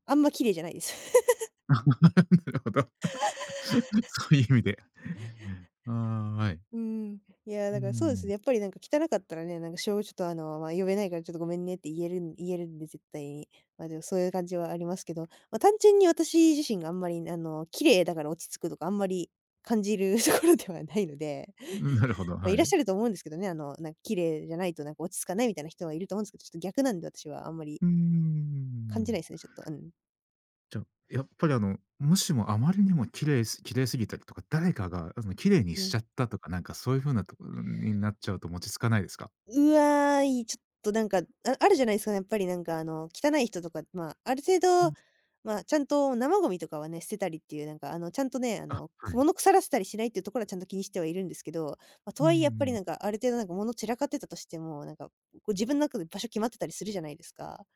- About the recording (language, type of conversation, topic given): Japanese, podcast, 自分の部屋を落ち着ける空間にするために、どんな工夫をしていますか？
- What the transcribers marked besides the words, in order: giggle; laugh; laughing while speaking: "なるほど"; laugh; giggle; laughing while speaking: "ところではないので"; giggle; other noise; other background noise